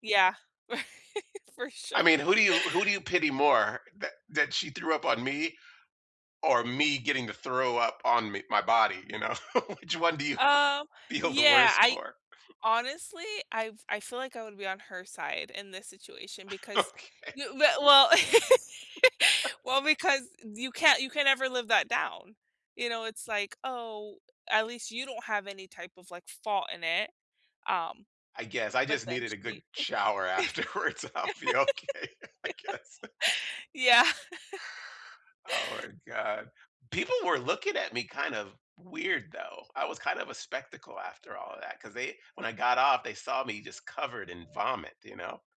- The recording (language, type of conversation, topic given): English, unstructured, What’s a childhood memory that still makes you cringe?
- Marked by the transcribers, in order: laughing while speaking: "Right. For sure"; laughing while speaking: "know? Which one"; laughing while speaking: "you feel"; chuckle; laughing while speaking: "Okay"; laugh; laughing while speaking: "afterwards, so I'll be okay, I guess"; laugh; other background noise; laugh; laughing while speaking: "Yeah"; chuckle